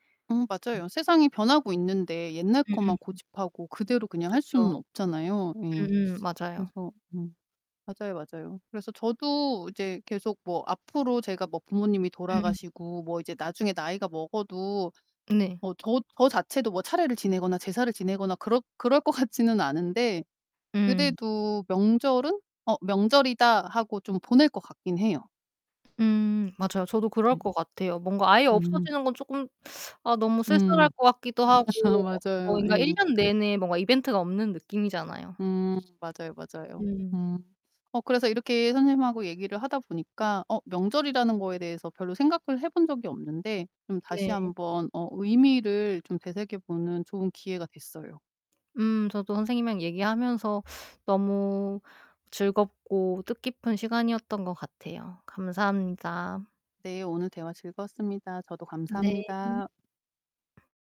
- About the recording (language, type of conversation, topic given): Korean, unstructured, 한국 명절 때 가장 기억에 남는 풍습은 무엇인가요?
- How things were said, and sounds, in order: other background noise; distorted speech; laughing while speaking: "것"; tapping; teeth sucking; laugh